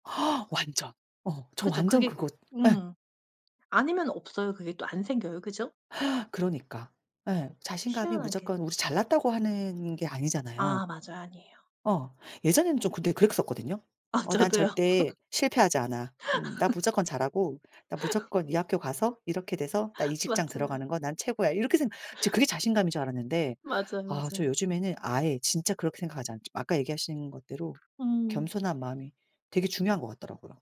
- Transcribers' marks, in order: gasp; gasp; other background noise; laughing while speaking: "아 저도요"; tapping; laugh
- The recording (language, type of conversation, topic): Korean, unstructured, 자신감을 키우는 가장 좋은 방법은 무엇이라고 생각하세요?